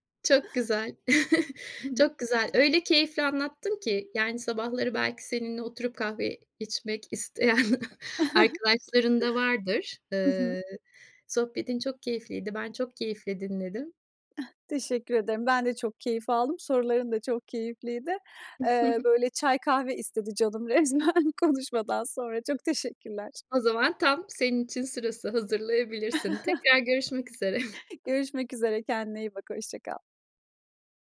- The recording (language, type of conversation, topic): Turkish, podcast, Sabah kahve ya da çay içme ritüelin nasıl olur ve senin için neden önemlidir?
- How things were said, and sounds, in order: chuckle; other background noise; chuckle; chuckle; chuckle; laughing while speaking: "resmen"; tapping; chuckle